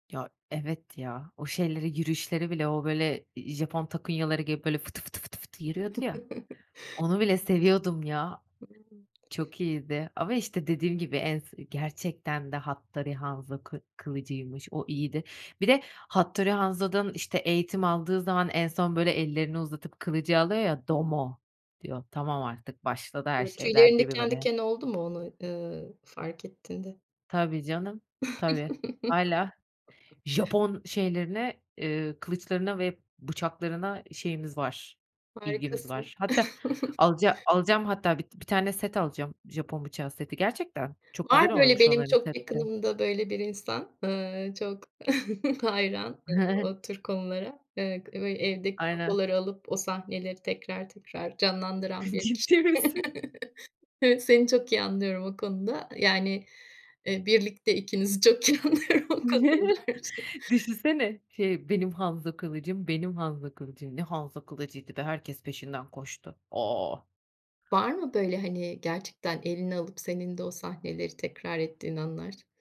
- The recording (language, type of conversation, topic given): Turkish, podcast, Unutulmaz bir film sahnesini nasıl anlatırsın?
- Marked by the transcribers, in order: chuckle; tapping; in Japanese: "doumo"; other noise; other background noise; chuckle; chuckle; chuckle; chuckle; laughing while speaking: "Ciddi misin?"; chuckle; laughing while speaking: "iyi anlıyorum o konuda dermişim"; chuckle